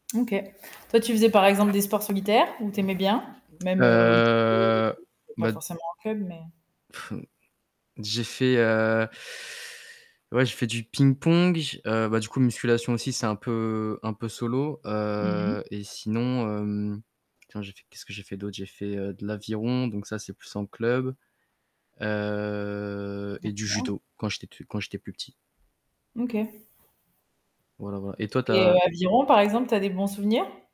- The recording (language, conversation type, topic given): French, unstructured, Quel est ton souvenir préféré lié à un passe-temps d’enfance ?
- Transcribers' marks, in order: static; other background noise; tapping; drawn out: "Heu"; distorted speech; blowing; drawn out: "heu"